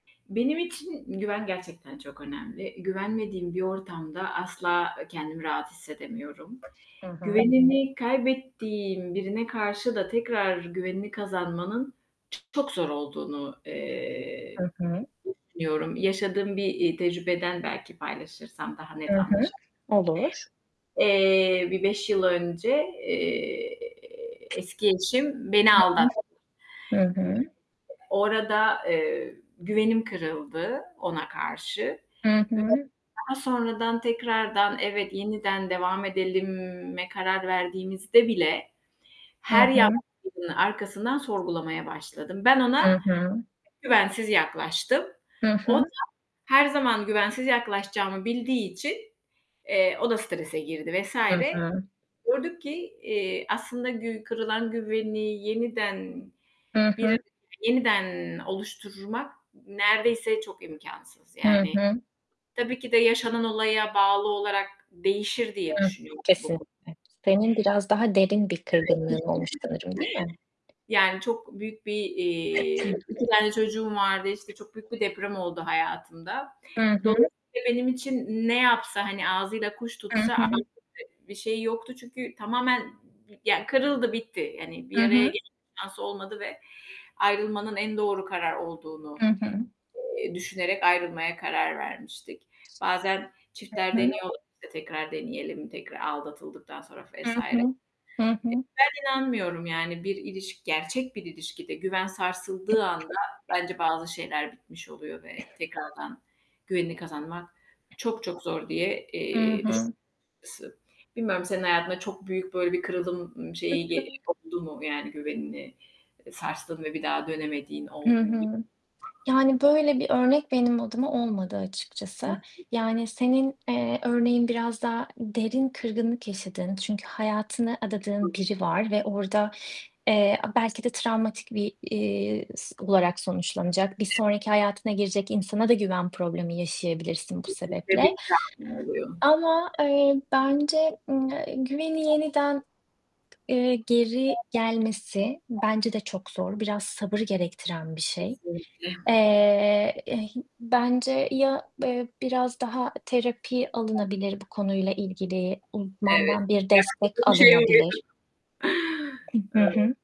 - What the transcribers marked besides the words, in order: other background noise; tapping; distorted speech; drawn out: "eee"; "edelime" said as "edelimme"; unintelligible speech; throat clearing; unintelligible speech; unintelligible speech; unintelligible speech; chuckle
- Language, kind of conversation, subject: Turkish, unstructured, Güven sarsıldığında iletişim nasıl sürdürülebilir?